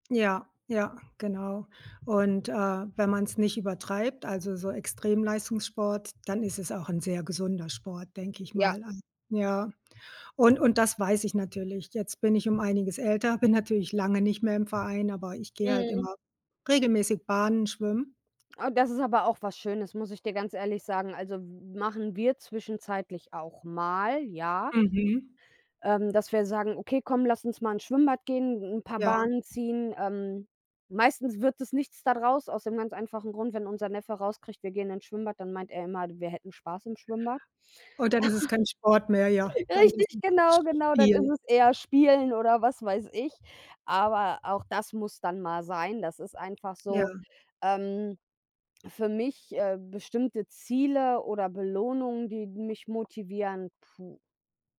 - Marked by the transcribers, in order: tapping; chuckle; other background noise
- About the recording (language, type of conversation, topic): German, unstructured, Wie motivierst du dich, regelmäßig Sport zu treiben?